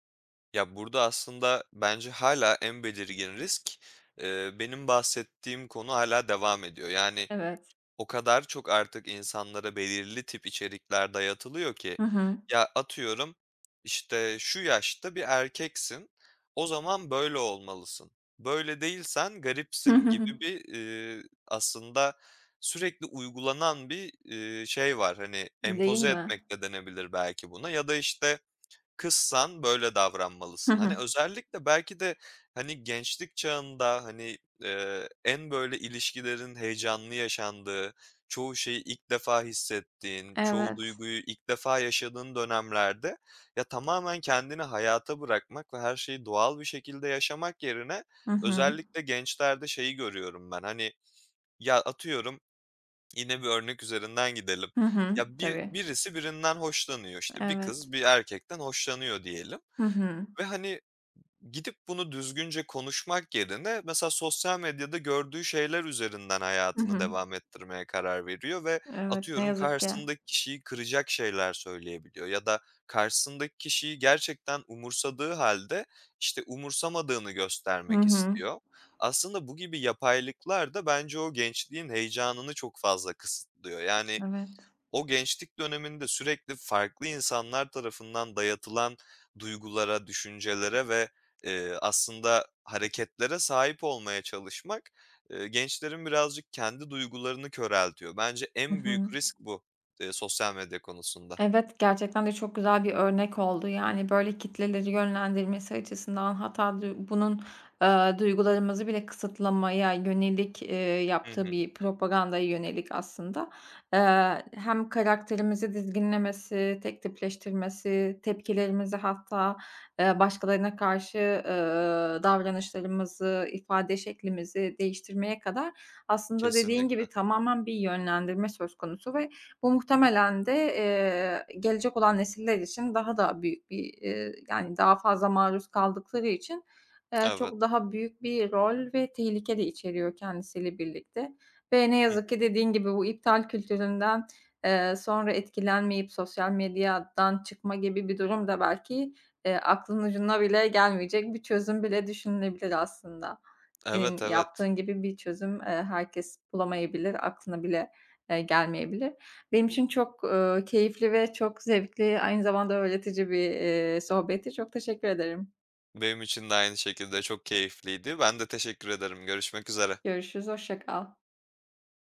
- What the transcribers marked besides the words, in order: other background noise; giggle; tapping
- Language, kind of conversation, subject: Turkish, podcast, Sosyal medyada gerçek benliğini nasıl gösteriyorsun?